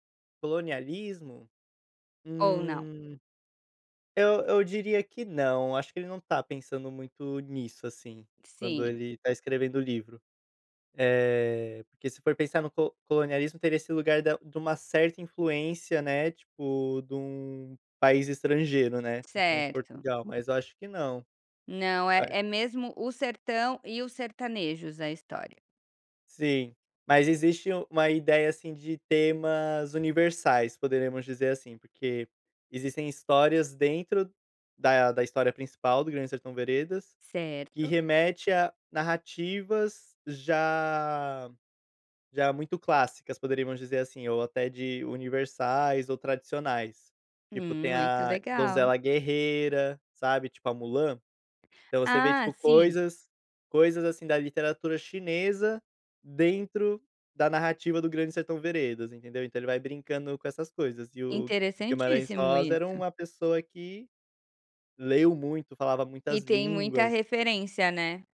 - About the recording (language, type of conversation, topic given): Portuguese, podcast, O que você mais gosta em ler livros?
- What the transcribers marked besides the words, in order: none